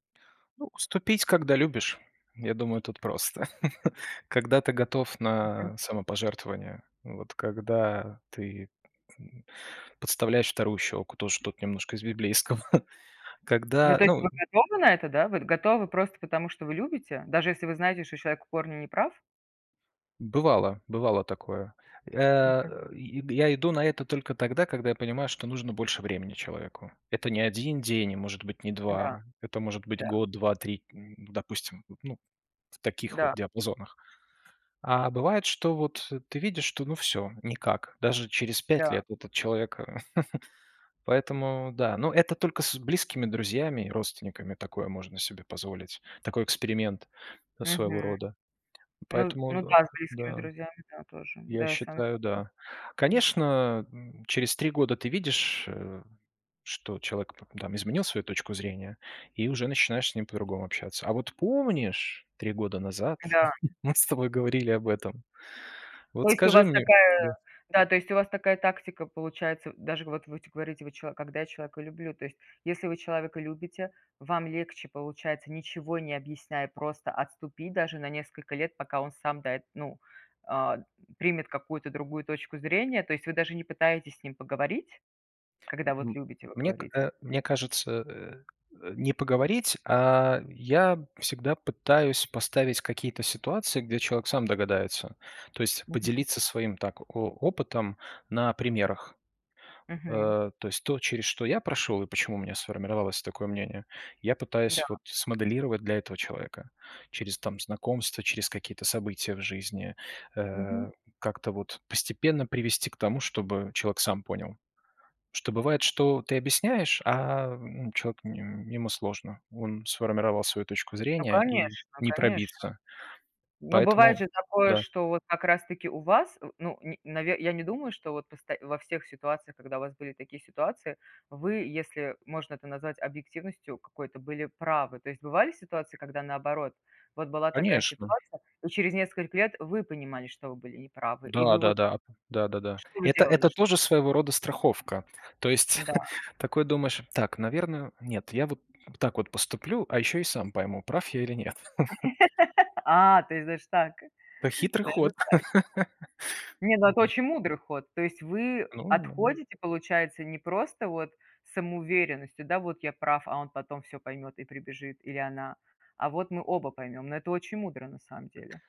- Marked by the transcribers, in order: laugh; tapping; laugh; other background noise; laugh; chuckle; laugh; laugh; unintelligible speech
- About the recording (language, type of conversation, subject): Russian, unstructured, Как разрешать конфликты так, чтобы не обидеть друг друга?